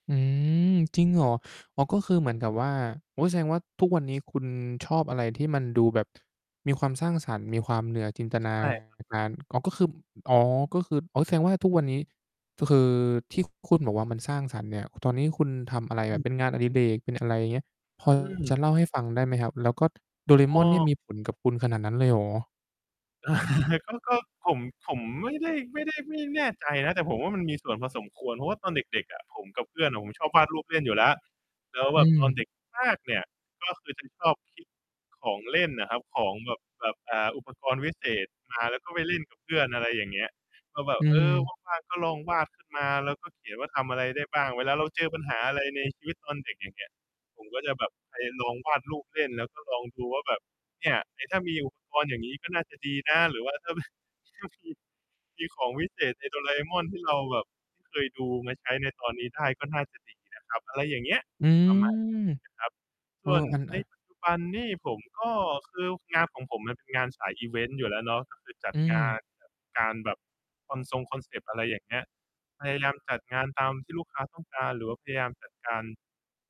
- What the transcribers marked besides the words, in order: distorted speech; other noise; chuckle; laughing while speaking: "แบบ"
- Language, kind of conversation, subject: Thai, podcast, หนังหรือการ์ตูนที่คุณดูตอนเด็กๆ ส่งผลต่อคุณในวันนี้อย่างไรบ้าง?